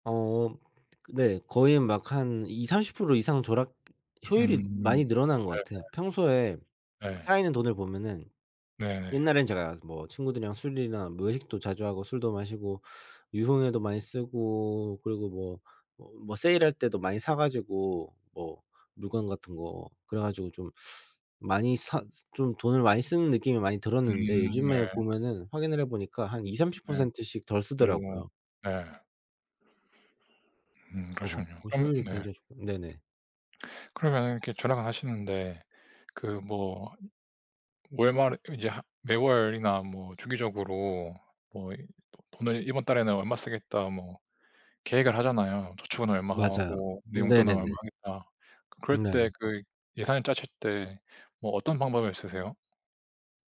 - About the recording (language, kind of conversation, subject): Korean, unstructured, 돈을 잘 관리하려면 어떤 습관을 들이는 것이 좋을까요?
- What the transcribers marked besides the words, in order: other background noise; tapping